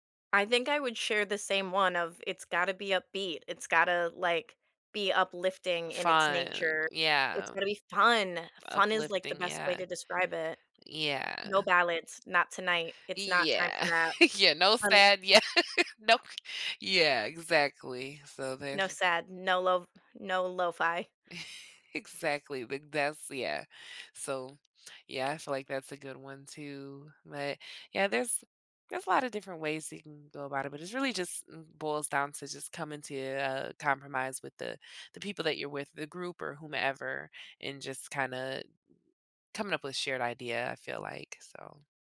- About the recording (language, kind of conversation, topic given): English, unstructured, How do you handle indecision when a group has very different ideas about the vibe for a night out?
- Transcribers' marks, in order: drawn out: "Fun"; tapping; laughing while speaking: "Yeah"; unintelligible speech; other background noise; laughing while speaking: "Yeah noke"; "Nope" said as "noke"; laughing while speaking: "Exactly, big"